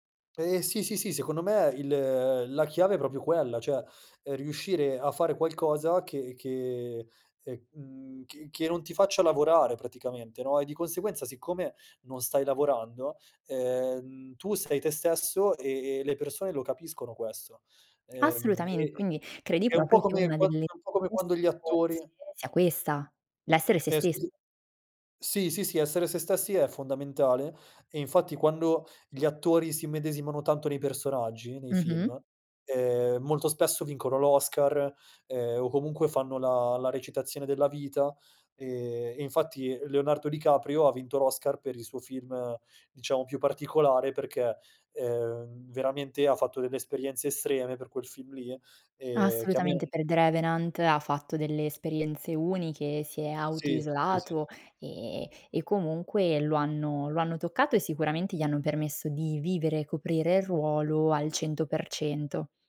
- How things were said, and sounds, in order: "proprio" said as "propio"; "cioè" said as "ceh"; unintelligible speech
- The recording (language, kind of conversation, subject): Italian, podcast, Come ci aiutano i film a elaborare ricordi e emozioni?